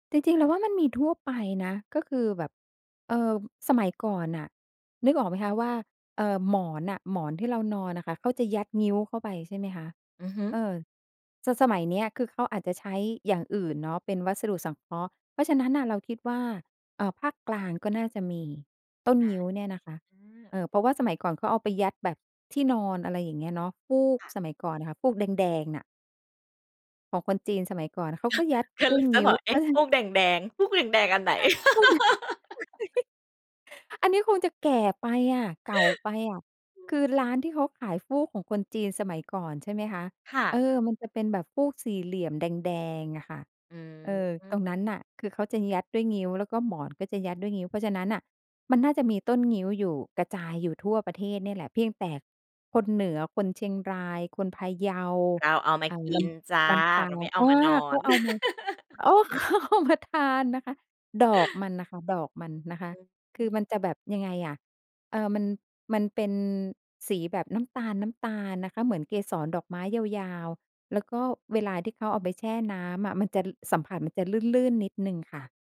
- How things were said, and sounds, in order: chuckle; unintelligible speech; chuckle; giggle; other background noise; laugh; chuckle; other noise; laugh; laughing while speaking: "เขามาทาน"; chuckle
- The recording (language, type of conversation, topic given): Thai, podcast, กลิ่นอาหารอะไรที่ทำให้คุณนึกถึงบ้านมากที่สุด?